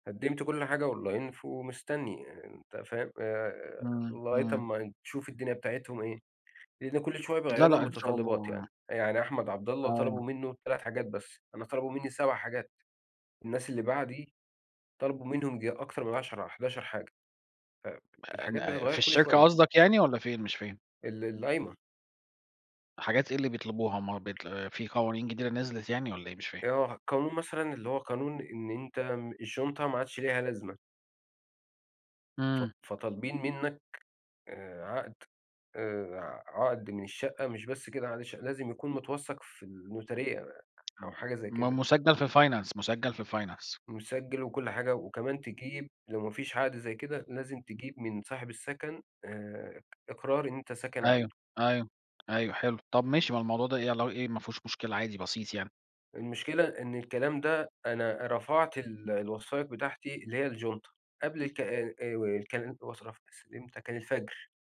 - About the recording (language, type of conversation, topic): Arabic, unstructured, إزاي العادات الصحية ممكن تأثر على حياتنا اليومية؟
- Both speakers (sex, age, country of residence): male, 30-34, Portugal; male, 40-44, Portugal
- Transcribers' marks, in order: in English: "online"; other background noise; in English: "الnotary"; in English: "Finance"; in English: "Finance"; in English: "الjunta"